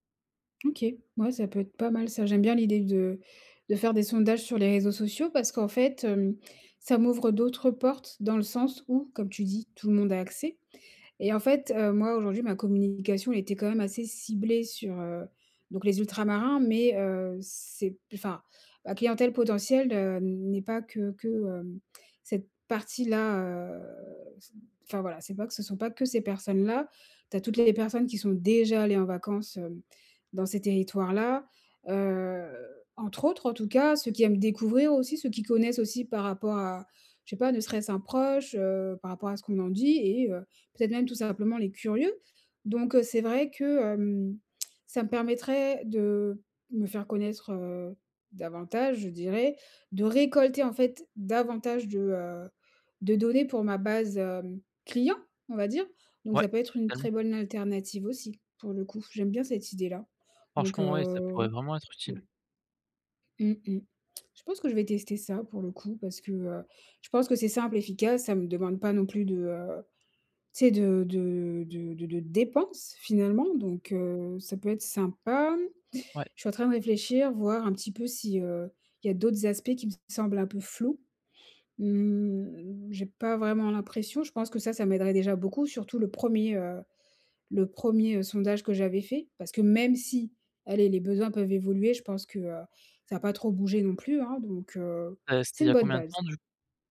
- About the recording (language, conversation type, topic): French, advice, Comment trouver un produit qui répond vraiment aux besoins de mes clients ?
- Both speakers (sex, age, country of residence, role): female, 30-34, France, user; male, 20-24, France, advisor
- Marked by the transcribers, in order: drawn out: "heu"; stressed: "déjà"; stressed: "même si"